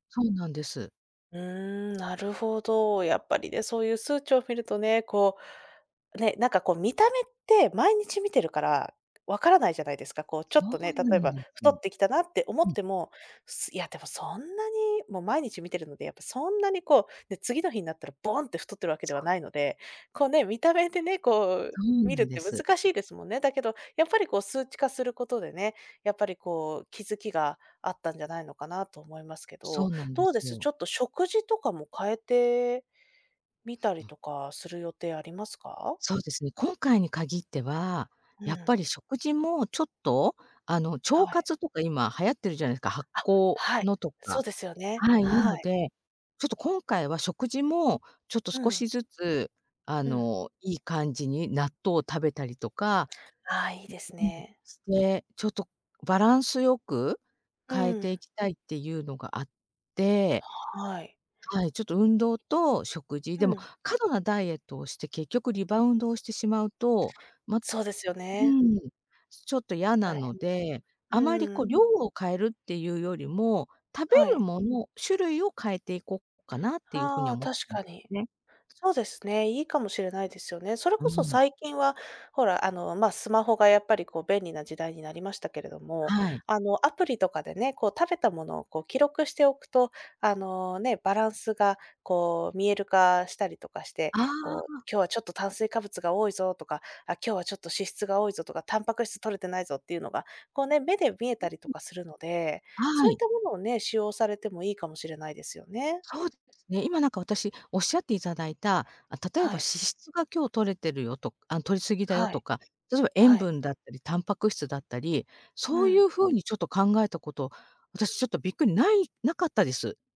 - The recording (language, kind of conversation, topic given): Japanese, advice, 健康上の問題や診断を受けた後、生活習慣を見直す必要がある状況を説明していただけますか？
- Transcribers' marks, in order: other noise; "例えば" said as "どでば"; other background noise